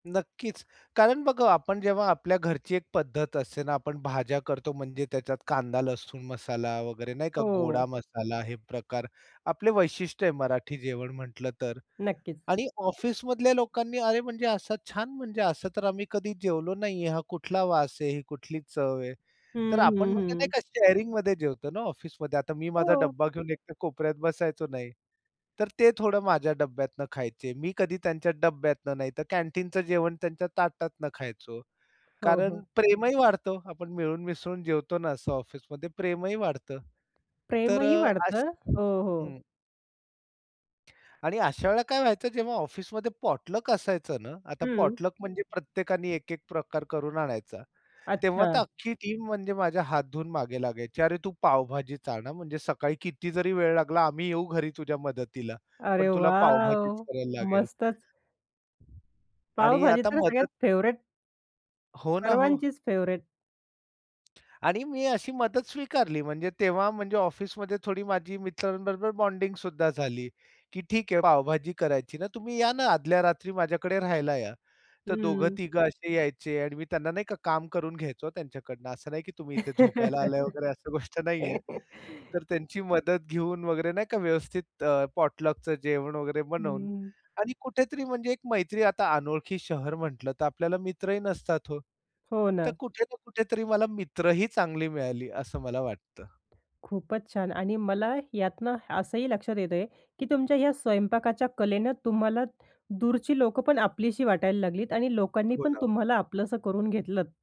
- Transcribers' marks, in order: tapping; other background noise; other noise; in English: "पॉटलक"; in English: "पॉटलक"; in English: "टीम"; in English: "फेव्हरेट"; in English: "फेव्हरेट"; in English: "बॉन्डिंगसुद्धा"; laugh; laughing while speaking: "गोष्ट नाहीये"; in English: "पॉटलकचं"
- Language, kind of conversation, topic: Marathi, podcast, स्वयंपाक करायला तुमची आवड कशी वाढली?